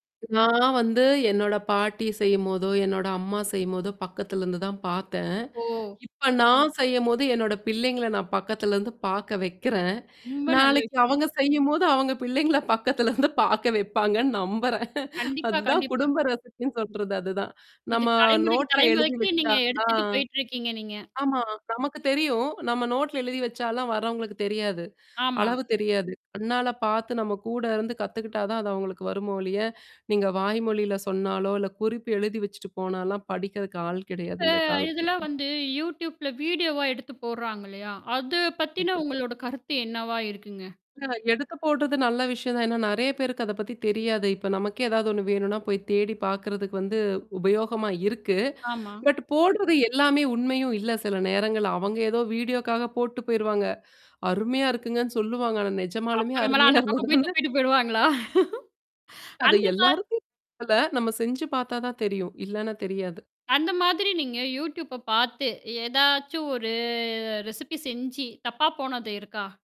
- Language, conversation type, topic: Tamil, podcast, சொந்தக் குடும்ப சமையல் குறிப்புகளை குழந்தைகளுக்கு நீங்கள் எப்படிக் கற்பிக்கிறீர்கள்?
- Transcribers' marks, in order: drawn out: "நான்"; drawn out: "ஓ!"; distorted speech; laughing while speaking: "பிள்ளைங்கள பக்கத்தலருந்து பார்க்க வைப்பாங்கன்னு நம்புறேன். அதுதான் குடும்ப ரெசிபின்னு சொல்றது அதுதான்"; in English: "ரெசிபின்னு"; in English: "நோட்ல"; in English: "Youtube -ல வீடியோவா"; other noise; in English: "பட்"; in English: "வீடியோக்காக"; laughing while speaking: "அருமையா இருந்தா தானே"; laugh; unintelligible speech; in English: "Youtube"; drawn out: "ஒரு"; in English: "ரெசிபி"